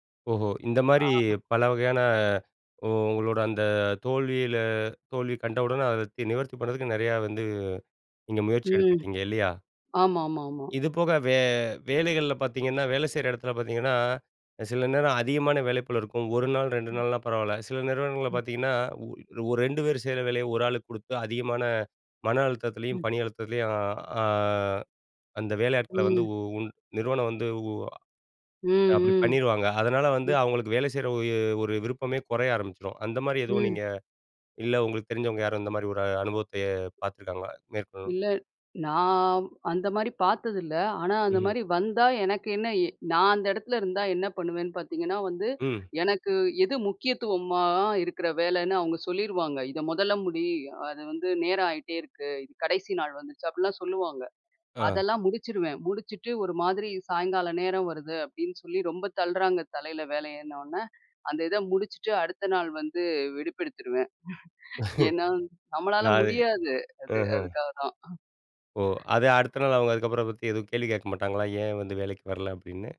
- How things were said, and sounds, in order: other background noise; exhale; other noise; unintelligible speech; drawn out: "நான்"; drawn out: "முக்கியத்துவமா"; inhale; chuckle; inhale
- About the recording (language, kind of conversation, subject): Tamil, podcast, உத்வேகம் இல்லாதபோது நீங்கள் உங்களை எப்படி ஊக்கப்படுத்திக் கொள்வீர்கள்?